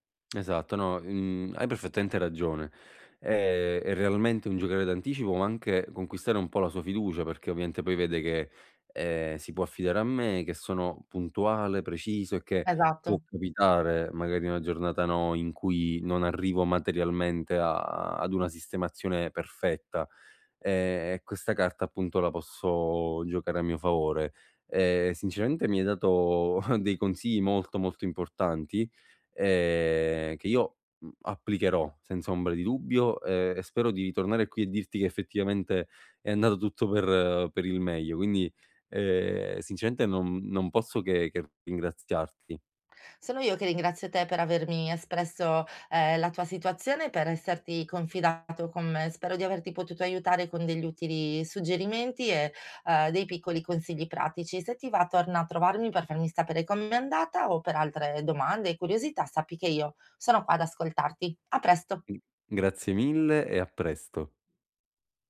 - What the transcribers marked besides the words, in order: "fiducia" said as "fidugia"; chuckle; other background noise; "come" said as "comme"
- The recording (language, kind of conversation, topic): Italian, advice, Come posso ridurre le distrazioni domestiche per avere più tempo libero?